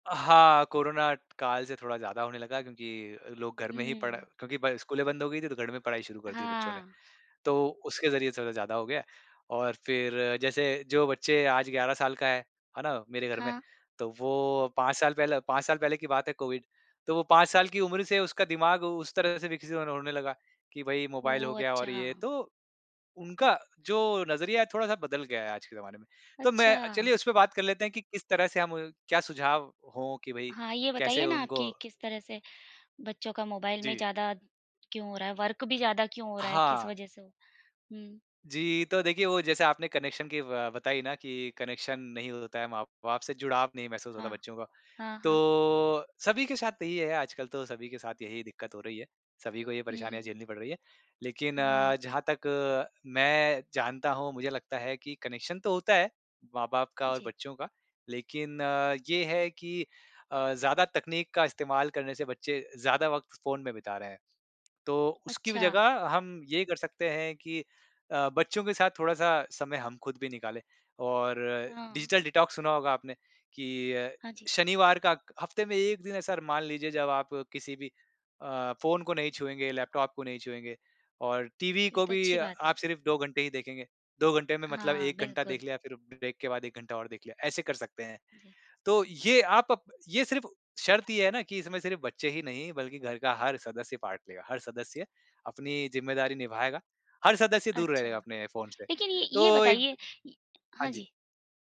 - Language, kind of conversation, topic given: Hindi, podcast, माता-पिता और बच्चों के बीच भरोसा कैसे बनता है?
- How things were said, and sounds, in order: in English: "वर्क"; in English: "कनेक्शन"; in English: "कनेक्शन"; in English: "कनेक्शन"; in English: "डिजिटल डिटॉक्स"; in English: "ब्रेक"; in English: "पार्ट"